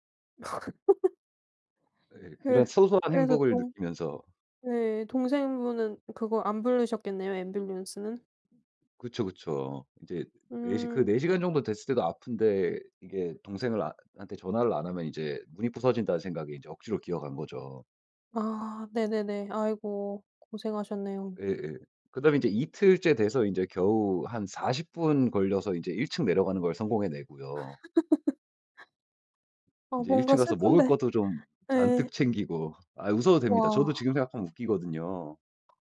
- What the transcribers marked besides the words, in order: laugh; laugh
- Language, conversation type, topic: Korean, podcast, 잘못된 길에서 벗어나기 위해 처음으로 어떤 구체적인 행동을 하셨나요?